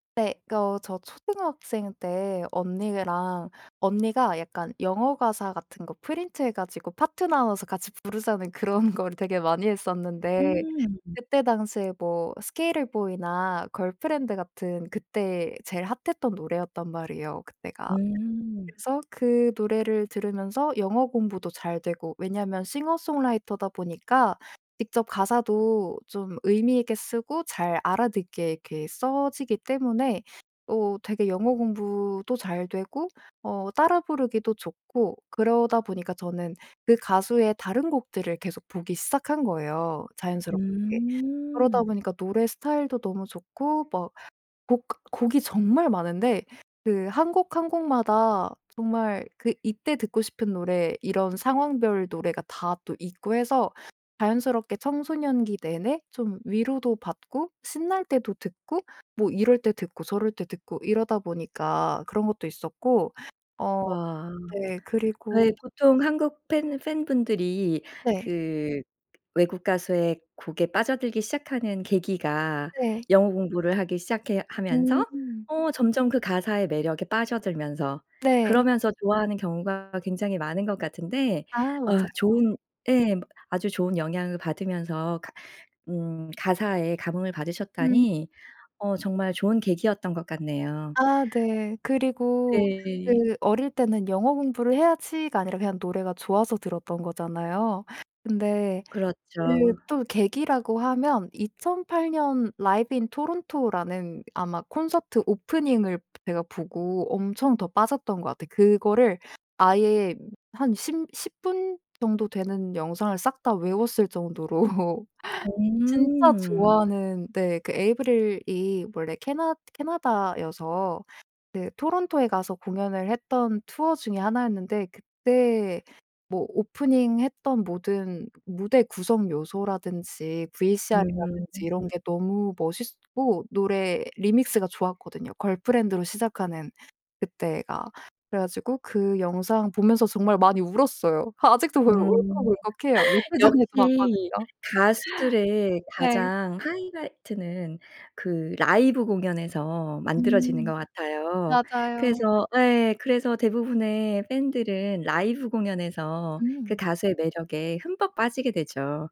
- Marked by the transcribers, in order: tapping; other background noise; put-on voice: "Sk8er Boi"; put-on voice: "팬"; laughing while speaking: "정도로"; laughing while speaking: "며칠 전에도 봤거든요"; put-on voice: "팬"
- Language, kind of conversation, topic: Korean, podcast, 좋아하는 가수나 밴드에 대해 이야기해 주실 수 있나요?